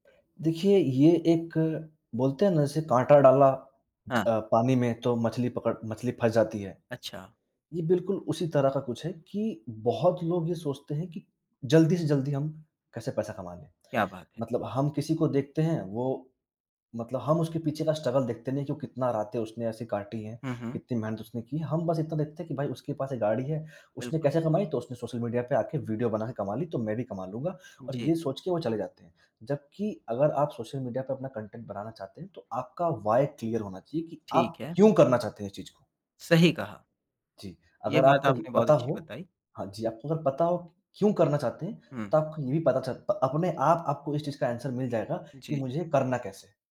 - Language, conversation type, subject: Hindi, podcast, आप सोशल मीडिया पर बातचीत कैसे करते हैं?
- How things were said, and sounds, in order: in English: "स्ट्रगल"; in English: "कंटेंट"; in English: "व्हाय क्लियर"; in English: "आंसर"